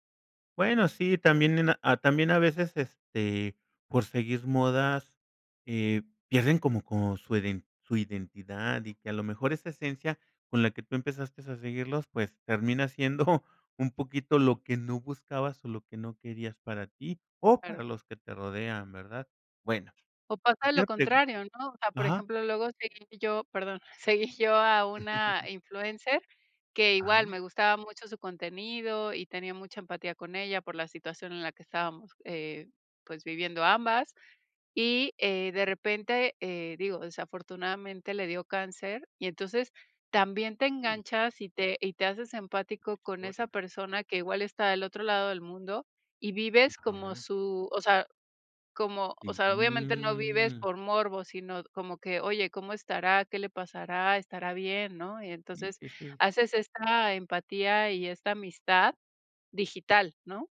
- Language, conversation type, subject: Spanish, podcast, ¿Qué te atrae de los influencers actuales y por qué?
- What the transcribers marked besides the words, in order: chuckle; chuckle; other background noise; drawn out: "mm"